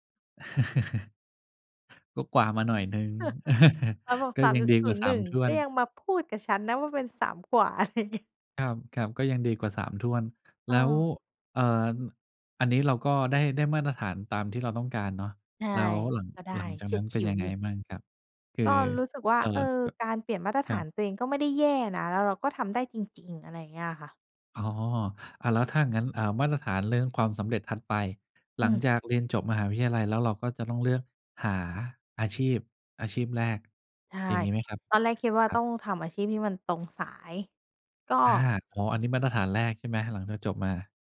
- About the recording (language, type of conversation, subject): Thai, podcast, คุณเคยเปลี่ยนมาตรฐานความสำเร็จของตัวเองไหม และทำไมถึงเปลี่ยน?
- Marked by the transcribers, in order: laugh; tapping; laugh